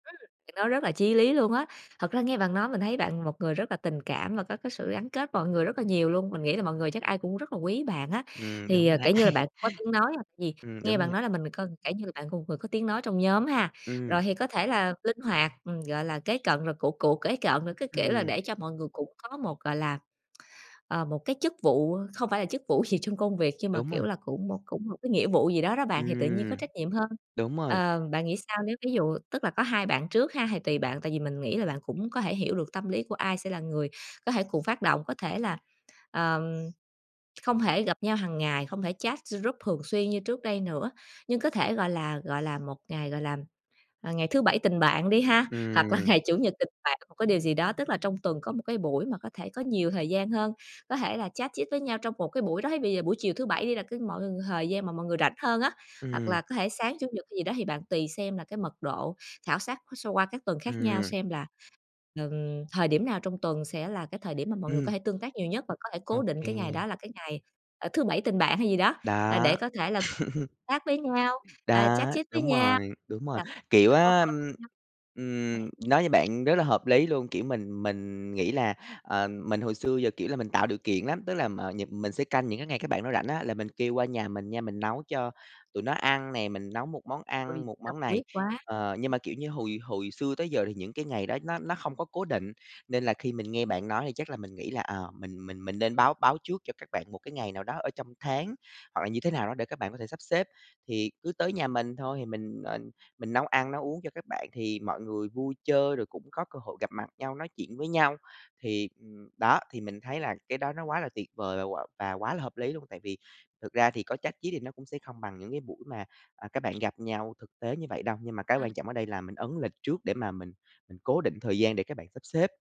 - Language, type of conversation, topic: Vietnamese, advice, Làm sao để giữ liên lạc với bạn bè khi bạn rất bận rộn?
- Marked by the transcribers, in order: chuckle; tapping; laughing while speaking: "gì"; in English: "group"; laughing while speaking: "ngày"; chuckle